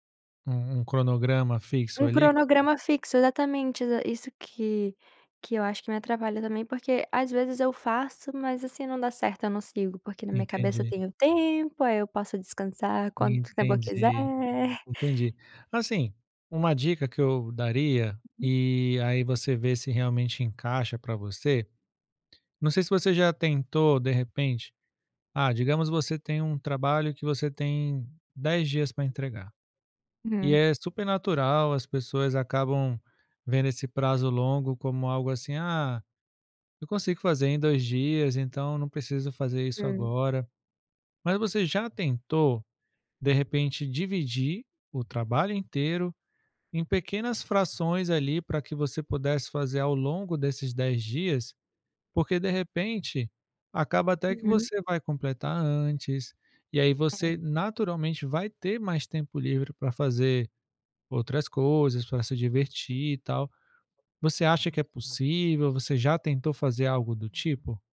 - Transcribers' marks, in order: other noise; unintelligible speech; tapping; unintelligible speech
- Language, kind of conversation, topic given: Portuguese, advice, Como posso estruturar meu dia para não perder o foco ao longo do dia e manter a produtividade?